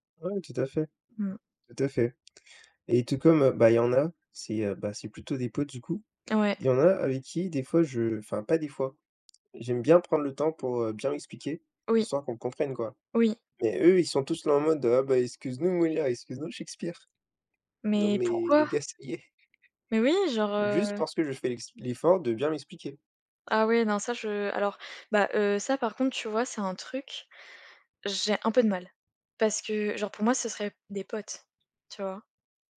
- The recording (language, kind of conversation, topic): French, unstructured, Quelle qualité apprécies-tu le plus chez tes amis ?
- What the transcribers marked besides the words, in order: none